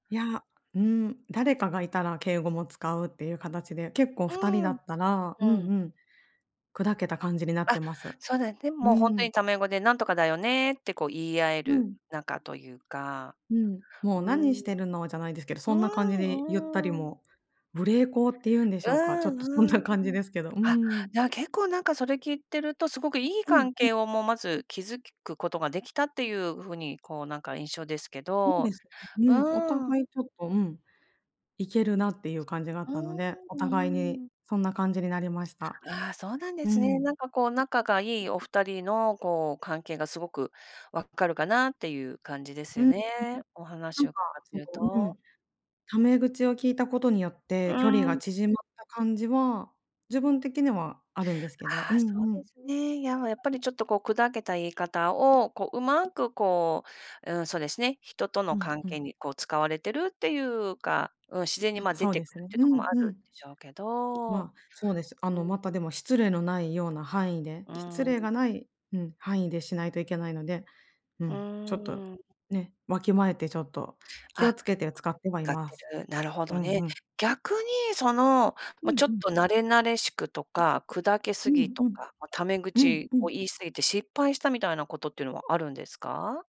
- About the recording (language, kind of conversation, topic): Japanese, podcast, 敬語とくだけた言い方は、どのように使い分けていますか？
- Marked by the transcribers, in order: "築く" said as "きずきく"; other background noise